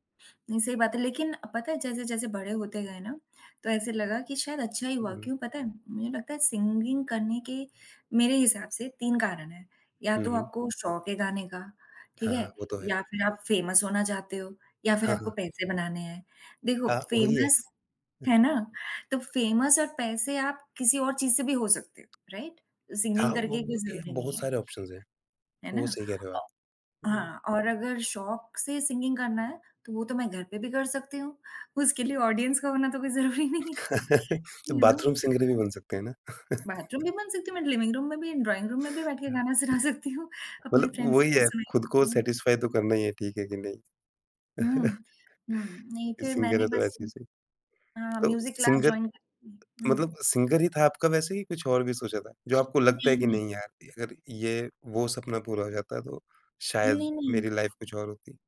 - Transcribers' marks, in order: in English: "सिंगिंग"; in English: "फेमस"; tapping; in English: "फेमस"; other noise; in English: "फेमस"; in English: "राइट? सिंगिंग"; in English: "ऑप्शन्स"; in English: "सिंगिंग"; in English: "ऑडियंस"; laughing while speaking: "कोई ज़रूरी नहीं है"; chuckle; in English: "बाथरूम सिंगर"; in English: "यू नो"; in English: "बाथरूम"; chuckle; in English: "लिविंग रूम"; in English: "ड्रॉइंग रूम"; laughing while speaking: "सुना सकती हूँ"; in English: "फ़्रेंड्स"; in English: "सैटिसफ़ाई"; chuckle; in English: "सिंगर"; in English: "म्यूज़िक क्लास जॉइन"; in English: "सिंगर"; in English: "सिंगर"; in English: "लाइफ"
- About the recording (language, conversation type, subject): Hindi, unstructured, जब आपके भविष्य के सपने पूरे नहीं होते हैं, तो आपको कैसा महसूस होता है?